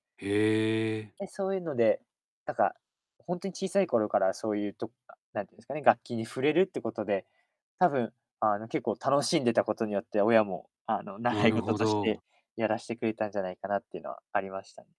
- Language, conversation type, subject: Japanese, podcast, 最近ハマっている趣味は何ですか？
- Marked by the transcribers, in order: tapping